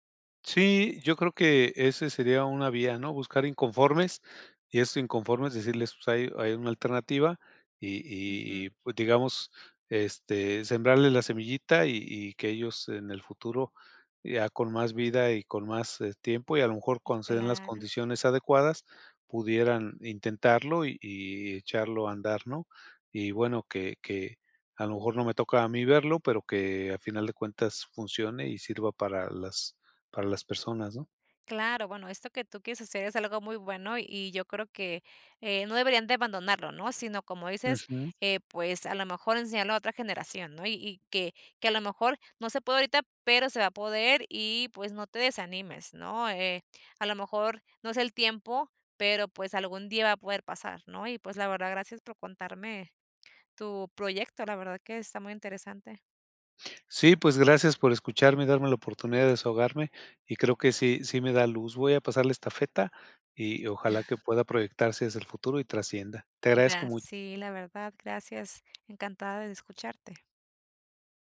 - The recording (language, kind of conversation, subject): Spanish, advice, ¿Cómo sé cuándo debo ajustar una meta y cuándo es mejor abandonarla?
- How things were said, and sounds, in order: other background noise